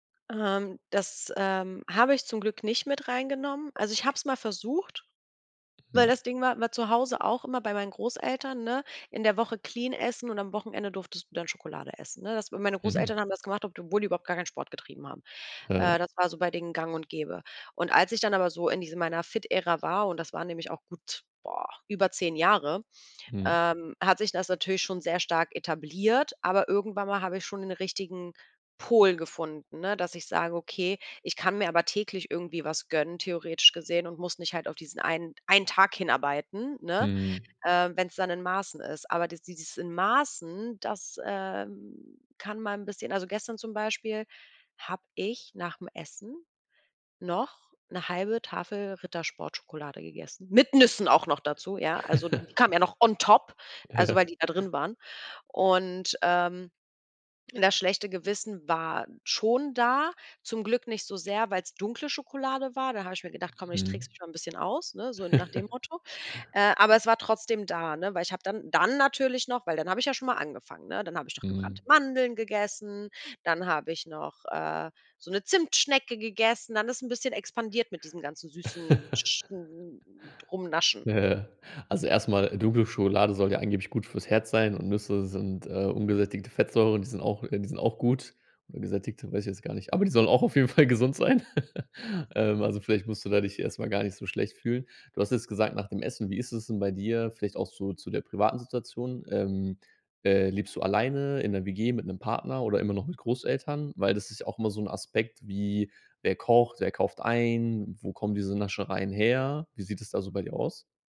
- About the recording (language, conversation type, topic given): German, advice, Wie fühlt sich dein schlechtes Gewissen an, nachdem du Fastfood oder Süßigkeiten gegessen hast?
- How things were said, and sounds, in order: in English: "clean"; stressed: "Nüssen"; chuckle; in English: "on top"; laughing while speaking: "Ja"; laugh; stressed: "dann"; chuckle; laughing while speaking: "Ja, ja"; laughing while speaking: "auch auf jeden Fall gesund sein"; laugh